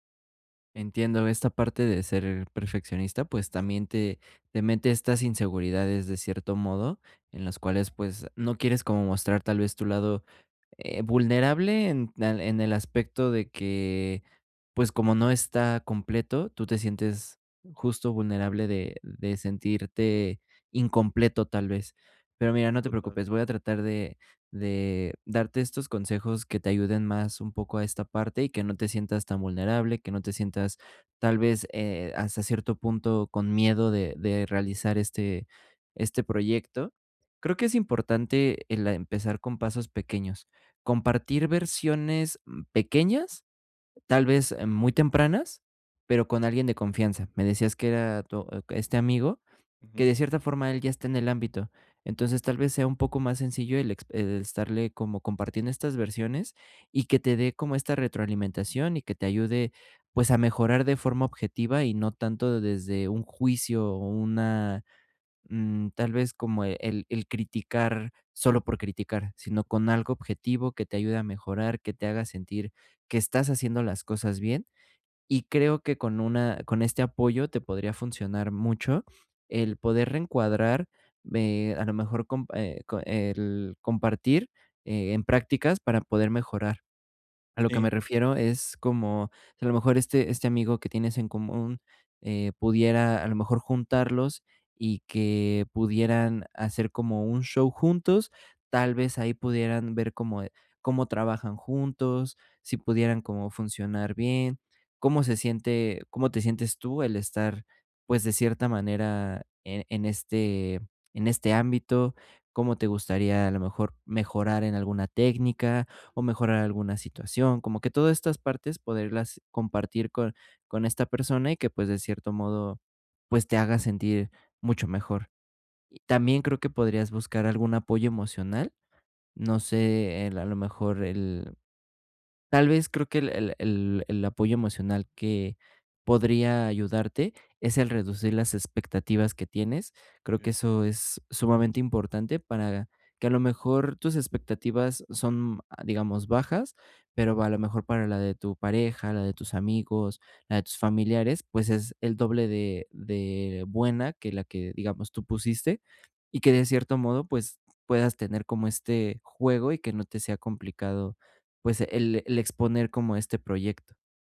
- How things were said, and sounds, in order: other background noise
- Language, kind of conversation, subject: Spanish, advice, ¿Qué puedo hacer si mi perfeccionismo me impide compartir mi trabajo en progreso?